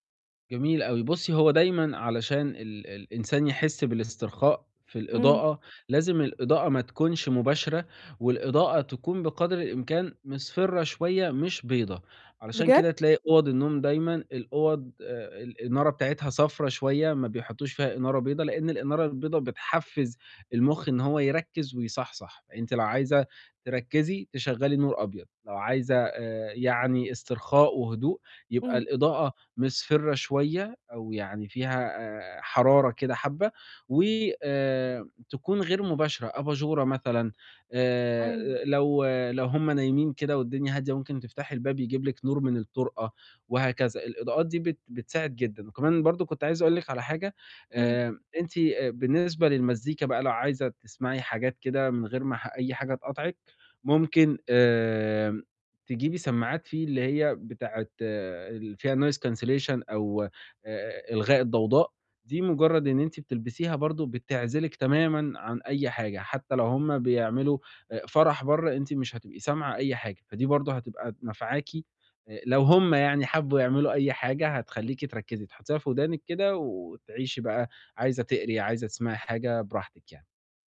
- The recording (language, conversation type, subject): Arabic, advice, إزاي أقدر أسترخي في البيت لما التوتر بيمنعني؟
- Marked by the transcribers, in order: tapping; in English: "noise cancellation"; other background noise